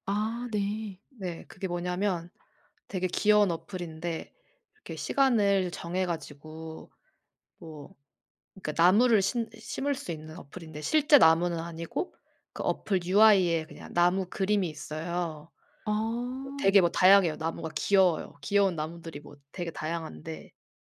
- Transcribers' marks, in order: other background noise
- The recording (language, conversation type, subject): Korean, podcast, 디지털 디톡스는 어떻게 시작하나요?